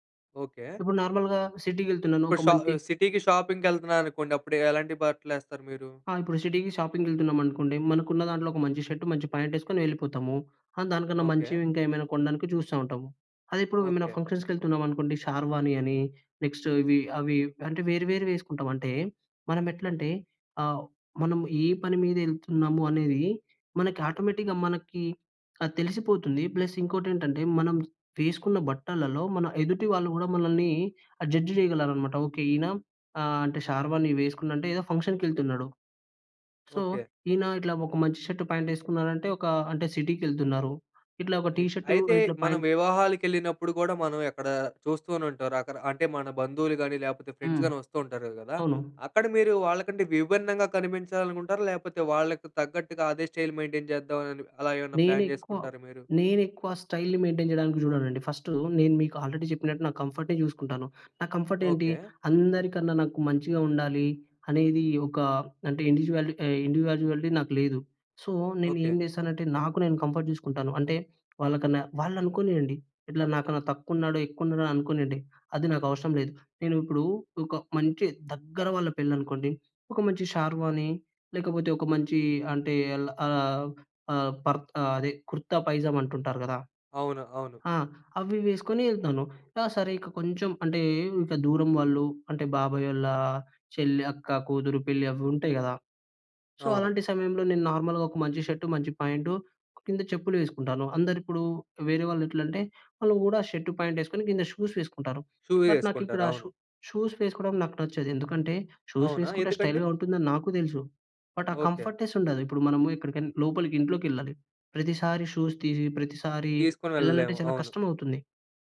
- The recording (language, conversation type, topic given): Telugu, podcast, మీ దుస్తులు మీ గురించి ఏమి చెబుతాయనుకుంటారు?
- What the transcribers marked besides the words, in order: in English: "నార్మల్‌గా సిటీకి"; in English: "సిటీ‌కి షాపింగ్‌కి"; in English: "సిటీకి షాపింగ్‌కి"; in English: "షర్ట్"; in English: "ప్యాంట్"; in English: "ఫంక్షన్స్‌కి"; in English: "షార్వాని"; in English: "నెక్స్ట్"; in English: "ఆటోమేటిక్‍గా"; in English: "ప్లస్"; in English: "జడ్జ్"; in English: "షార్వాని"; in English: "సో"; in English: "షర్ట్ పాంట్"; in English: "ప్యాంట్"; in English: "స్టైల్ మెయిన్‌టైన్"; in English: "ప్లాన్"; in English: "స్టైల్‌ని మెయిన్‌టైన్"; in English: "ఫస్ట్"; in English: "ఆల్రెడీ"; in English: "కంఫర్ట్"; in English: "కంఫర్ట్"; in English: "ఇండివిడ్యవాలి ఇండివిడ్యువాలిటీ"; in English: "సో"; in English: "కంఫర్ట్"; in English: "షార్వాని"; in English: "సో"; in English: "నార్మల్‌గా"; in English: "షర్ట్"; in English: "ప్యాంట్"; in English: "షర్ట్ ప్యాంట్"; in English: "షూస్"; in English: "బట్"; in English: "షు షూస్"; in English: "షూ"; in English: "షూస్"; in English: "స్టైల్‌గా"; in English: "బట్"; in English: "కంఫర్ట్‌నెస్"; in English: "షూస్"